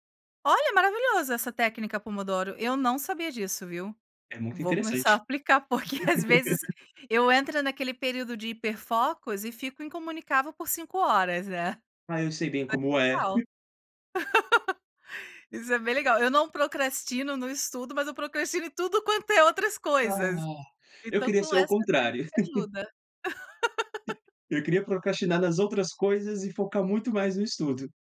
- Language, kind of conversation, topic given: Portuguese, podcast, Como você lida com a procrastinação nos estudos?
- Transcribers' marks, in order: laugh; laughing while speaking: "porque às vezes"; other noise; unintelligible speech; laugh; tapping; chuckle; laugh